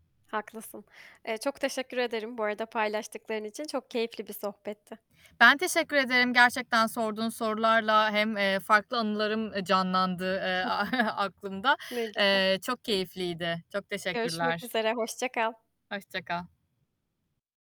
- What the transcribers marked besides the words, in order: other background noise; static; chuckle
- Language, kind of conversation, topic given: Turkish, podcast, Dilini bilmediğin biriyle kurduğun bir arkadaşlığa örnek verebilir misin?
- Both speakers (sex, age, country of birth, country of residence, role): female, 25-29, Turkey, Germany, host; female, 35-39, Turkey, Finland, guest